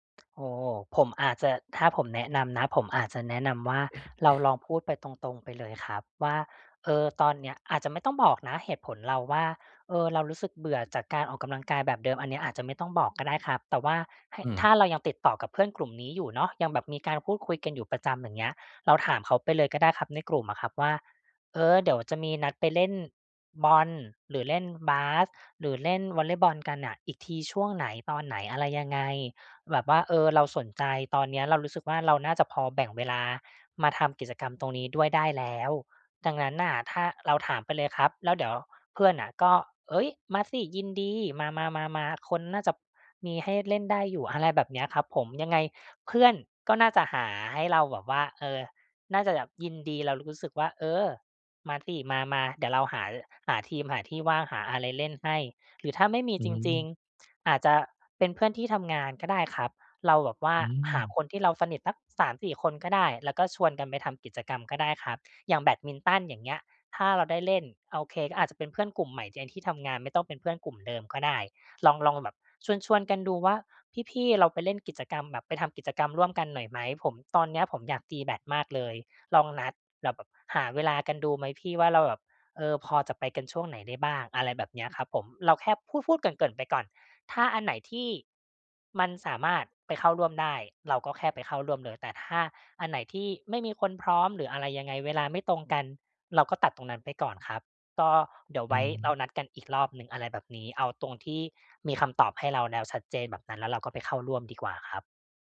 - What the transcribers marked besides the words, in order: other background noise; throat clearing
- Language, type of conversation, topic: Thai, advice, จะเริ่มทำกิจกรรมผ่อนคลายแบบไม่ตั้งเป้าหมายอย่างไรดีเมื่อรู้สึกหมดไฟและไม่มีแรงจูงใจ?